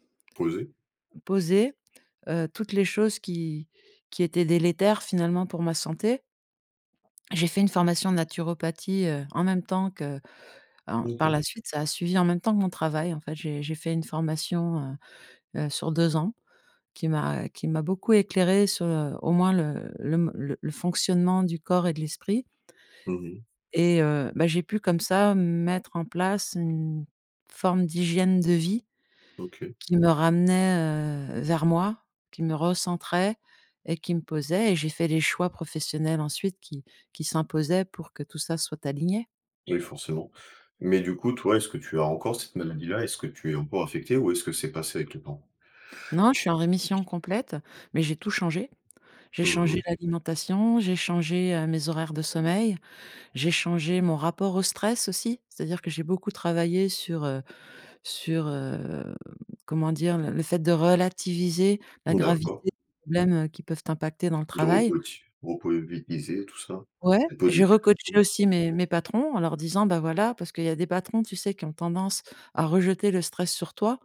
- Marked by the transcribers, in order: unintelligible speech; tapping; unintelligible speech; unintelligible speech
- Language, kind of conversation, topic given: French, podcast, Comment poses-tu des limites pour éviter l’épuisement ?